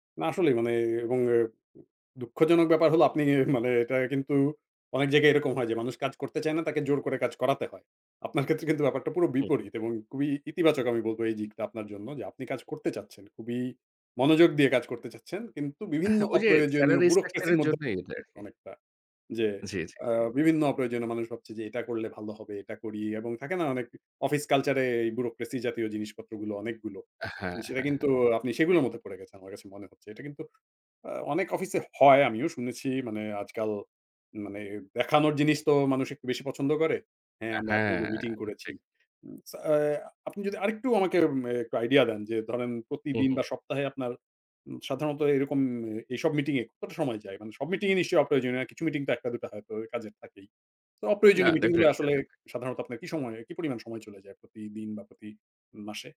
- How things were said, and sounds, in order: in English: "bureaucracy"; unintelligible speech; in English: "bureaucracy"
- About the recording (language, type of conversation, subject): Bengali, advice, অপ্রয়োজনীয় বৈঠকের কারণে আপনার গভীর কাজে মনোযোগ দেওয়ার সময় কীভাবে নষ্ট হচ্ছে?